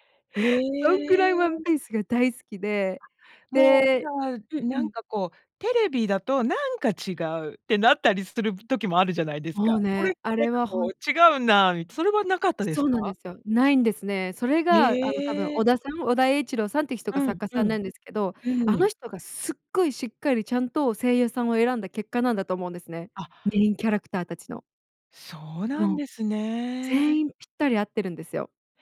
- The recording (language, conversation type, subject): Japanese, podcast, あなたの好きなアニメの魅力はどこにありますか？
- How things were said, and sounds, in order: other noise